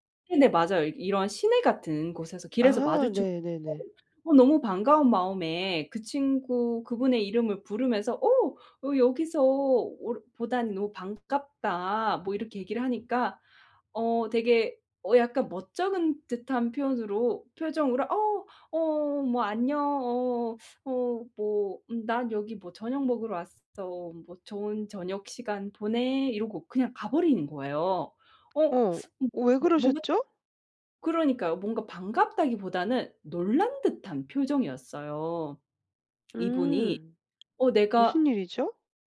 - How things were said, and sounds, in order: other background noise; tapping
- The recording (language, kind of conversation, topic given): Korean, advice, 새로운 지역의 관습이나 예절을 몰라 실수했다고 느꼈던 상황을 설명해 주실 수 있나요?